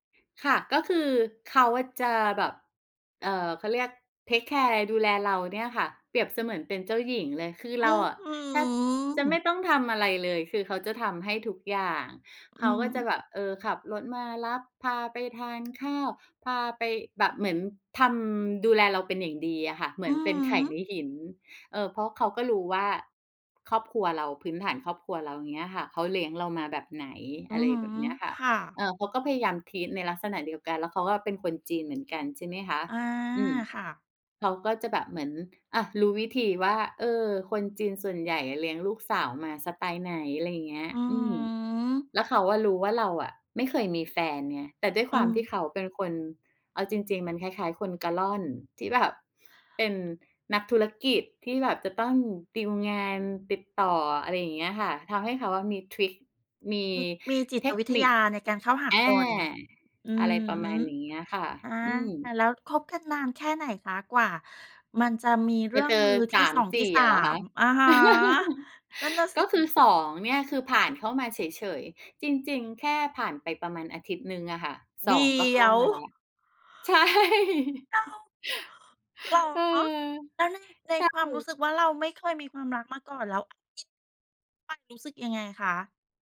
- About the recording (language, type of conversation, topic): Thai, podcast, คุณเคยปล่อยให้ความกลัวหยุดคุณไว้ไหม แล้วคุณทำยังไงต่อ?
- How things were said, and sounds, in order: drawn out: "อื้อฮือ"; other background noise; tapping; in English: "treat"; chuckle; laughing while speaking: "ใช่"; laugh